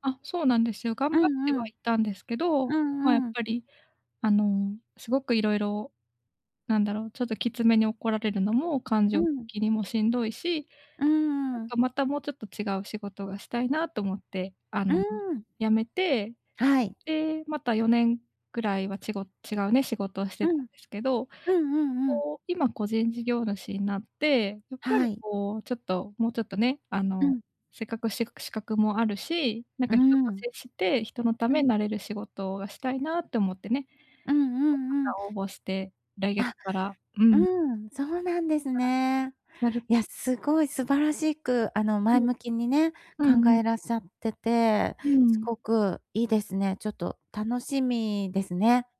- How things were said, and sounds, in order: tapping
- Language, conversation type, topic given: Japanese, advice, どうすれば批判を成長の機会に変える習慣を身につけられますか？